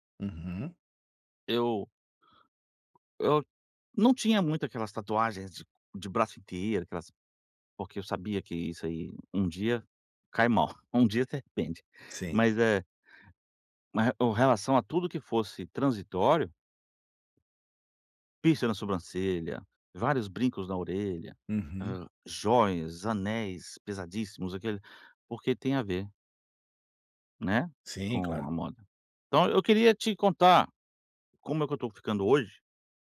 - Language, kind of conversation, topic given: Portuguese, advice, Como posso resistir à pressão social para seguir modismos?
- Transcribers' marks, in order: none